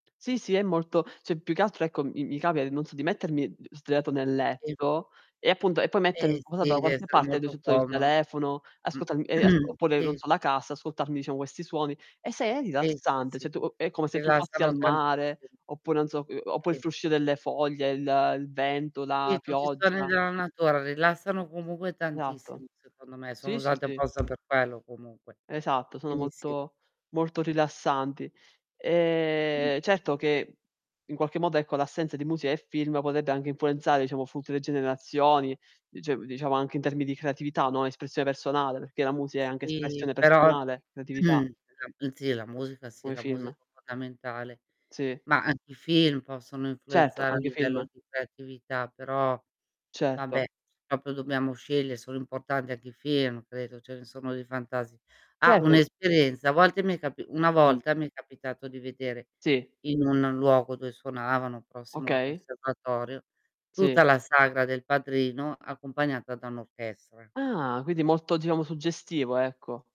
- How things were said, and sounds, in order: tapping; "cioè" said as "ceh"; distorted speech; unintelligible speech; "comodo" said as "comono"; throat clearing; "cioè" said as "ceh"; "Esatto" said as "eatto"; other background noise; drawn out: "Ehm"; "potrebbe" said as "podebbe"; "tutte" said as "futue"; throat clearing; "anche" said as "anghe"; "proprio" said as "propio"
- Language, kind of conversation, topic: Italian, unstructured, Preferiresti vivere in un mondo senza musica o senza film?